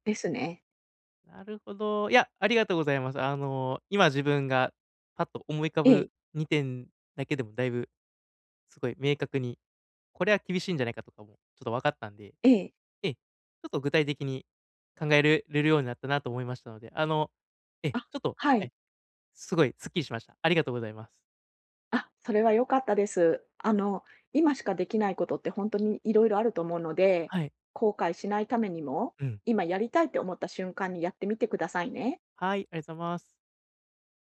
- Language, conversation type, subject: Japanese, advice, 大きな決断で後悔を避けるためには、どのように意思決定すればよいですか？
- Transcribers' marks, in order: none